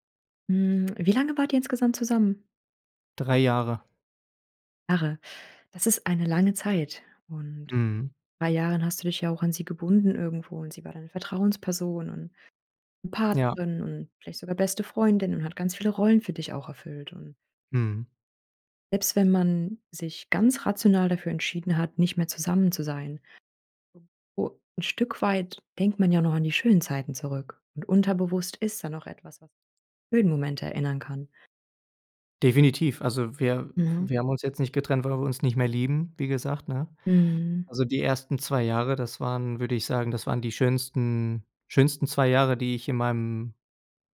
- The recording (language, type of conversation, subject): German, advice, Wie möchtest du die gemeinsame Wohnung nach der Trennung regeln und den Auszug organisieren?
- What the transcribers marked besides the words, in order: unintelligible speech